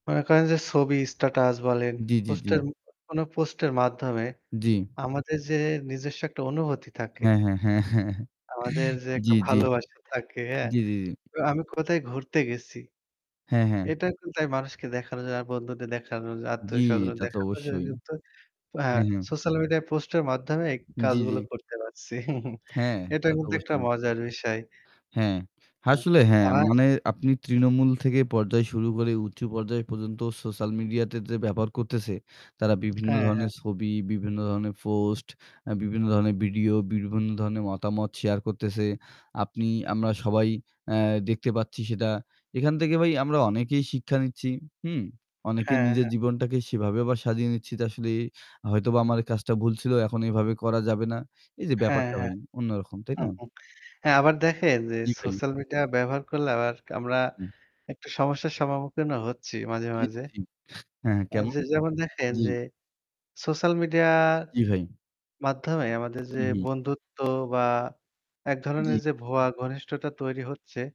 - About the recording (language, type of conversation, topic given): Bengali, unstructured, সোশ্যাল মিডিয়া আমাদের সম্পর্ককে কীভাবে প্রভাবিত করে?
- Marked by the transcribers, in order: static; laughing while speaking: "হ্যাঁ, হ্যাঁ, হ্যাঁ, হ্যাঁ, হ্যাঁ"; chuckle; "আসলে" said as "হাসলে"; unintelligible speech; chuckle